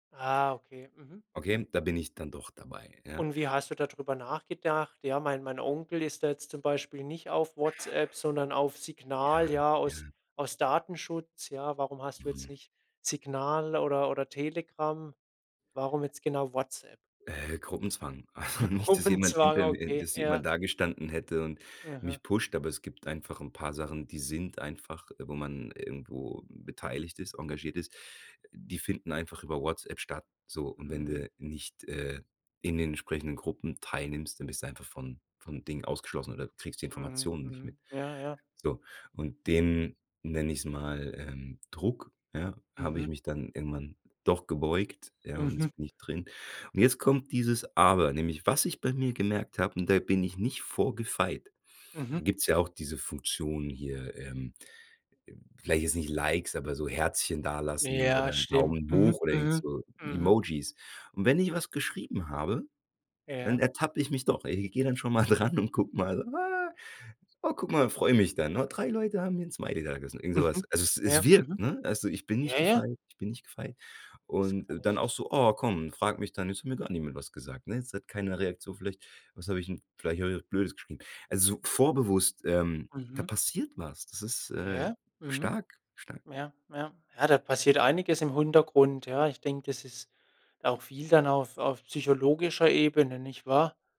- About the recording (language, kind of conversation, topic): German, podcast, Hand aufs Herz, wie wichtig sind dir Likes und Follower?
- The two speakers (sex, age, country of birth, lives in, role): male, 25-29, Germany, Germany, host; male, 40-44, Germany, Germany, guest
- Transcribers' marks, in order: laughing while speaking: "Also"; chuckle; other background noise; laughing while speaking: "dran"; put-on voice: "Ah"; put-on voice: "drei Leute"; stressed: "passiert"; "Hintergrund" said as "Huntergrund"